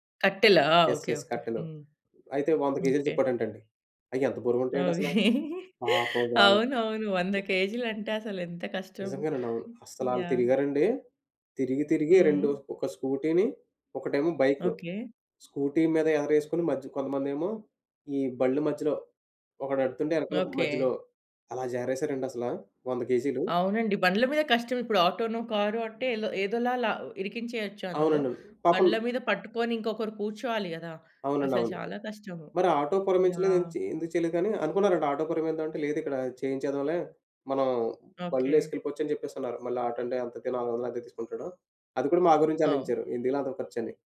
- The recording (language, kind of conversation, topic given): Telugu, podcast, మీరు ఏ సందర్భంలో సహాయం కోరాల్సి వచ్చిందో వివరించగలరా?
- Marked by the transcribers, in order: in English: "యెస్, యెస్"; tapping; laughing while speaking: "అవునవును. వంద కేజీలంటే అసలెంత కష్టం"; in English: "స్కూటీని"